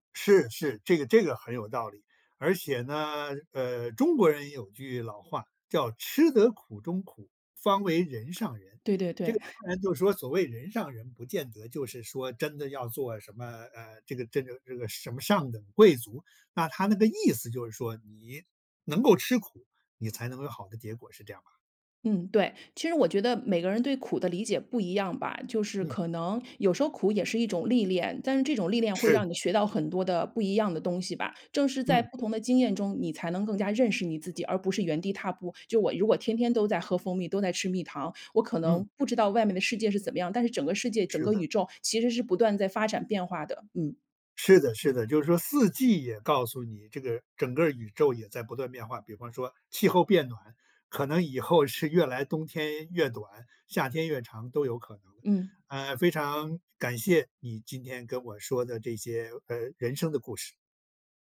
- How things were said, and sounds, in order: other background noise; chuckle
- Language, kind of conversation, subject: Chinese, podcast, 能跟我说说你从四季中学到了哪些东西吗？